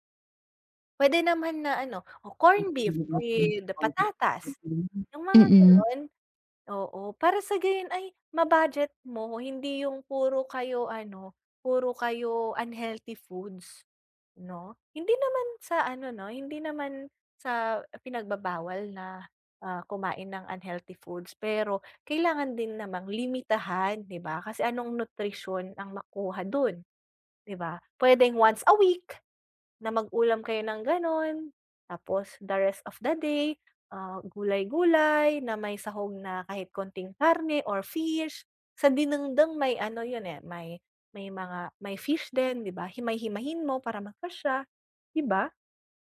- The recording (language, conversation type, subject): Filipino, advice, Paano ako makakapagbadyet para sa masustansiyang pagkain bawat linggo?
- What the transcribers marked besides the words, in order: background speech